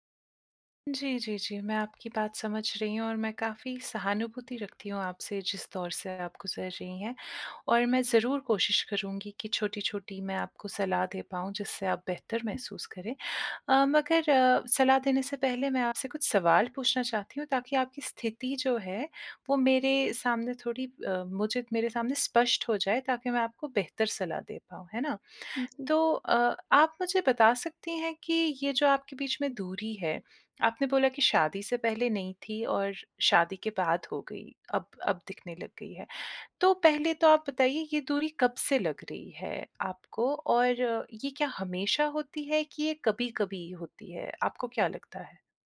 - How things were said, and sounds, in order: tapping; other background noise
- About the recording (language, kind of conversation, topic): Hindi, advice, साथी की भावनात्मक अनुपस्थिति या दूरी से होने वाली पीड़ा
- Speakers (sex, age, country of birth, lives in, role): female, 20-24, India, India, user; female, 30-34, India, India, advisor